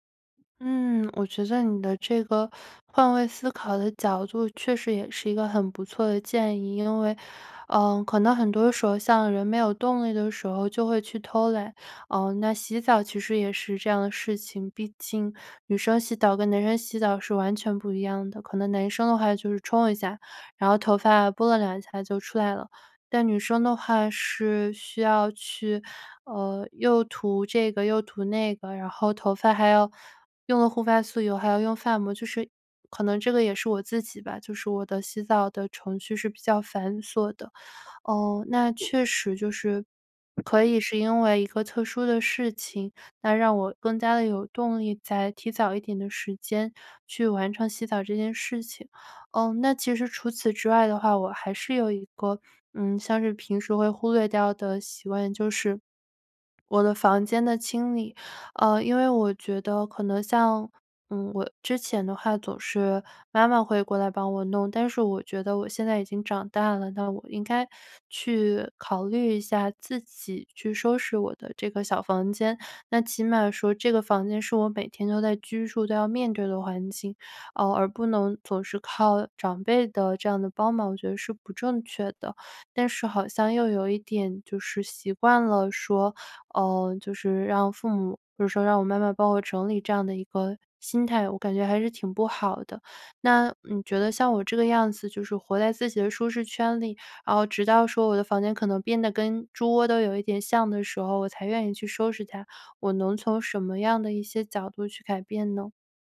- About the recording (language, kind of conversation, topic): Chinese, advice, 你会因为太累而忽视个人卫生吗？
- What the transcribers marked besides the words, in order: other background noise